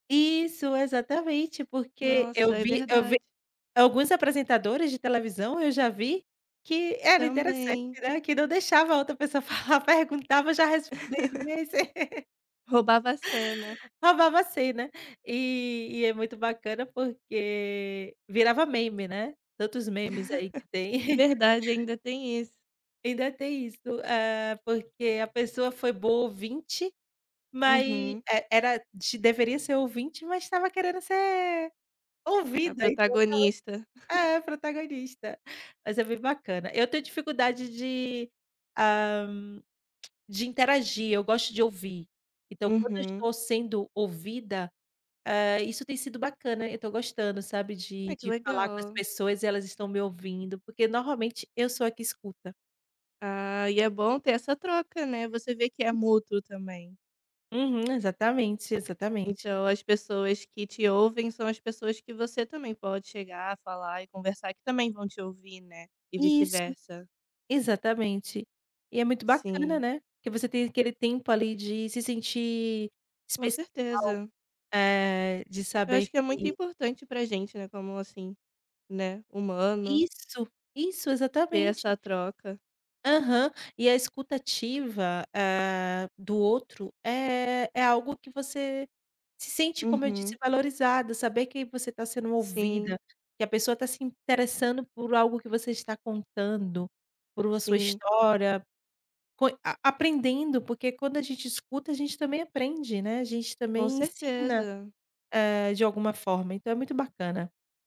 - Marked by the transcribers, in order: other background noise; laugh; unintelligible speech; laugh; chuckle; chuckle; tapping
- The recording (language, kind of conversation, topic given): Portuguese, podcast, O que torna alguém um bom ouvinte?